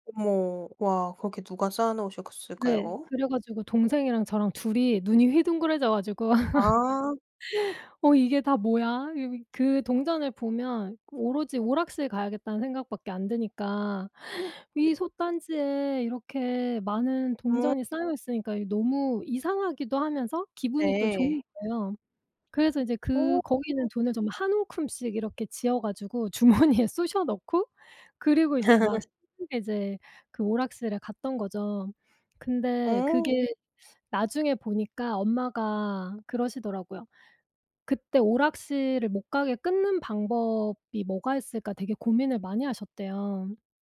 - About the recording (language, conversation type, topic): Korean, podcast, 옛날 놀이터나 오락실에 대한 기억이 있나요?
- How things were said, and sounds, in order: laugh; background speech; laughing while speaking: "주머니에"; laugh